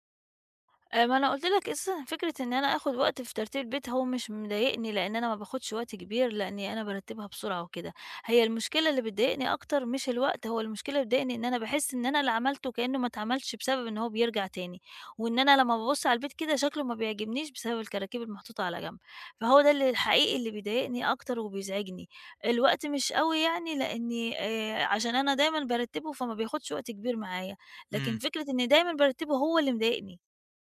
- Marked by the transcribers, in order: none
- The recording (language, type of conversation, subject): Arabic, advice, إزاي أبدأ أقلّل الفوضى المتراكمة في البيت من غير ما أندم على الحاجة اللي هرميها؟